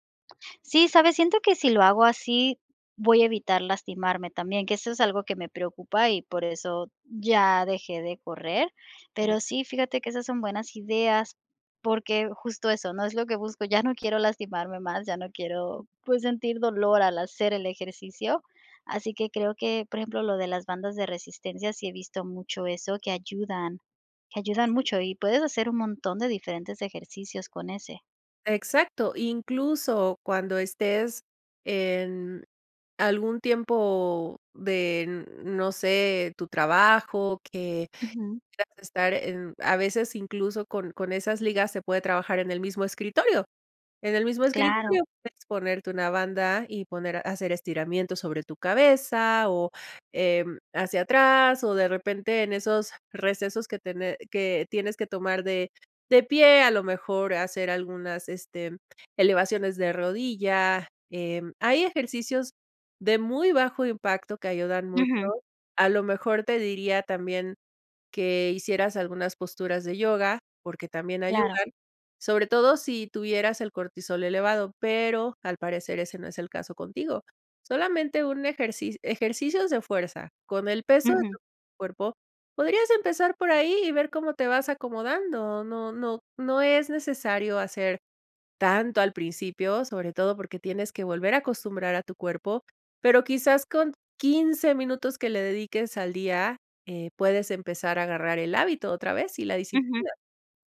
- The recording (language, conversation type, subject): Spanish, advice, ¿Qué cambio importante en tu salud personal está limitando tus actividades?
- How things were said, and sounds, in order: other noise; other background noise; laughing while speaking: "ya no quiero lastimarme más, ya no quiero"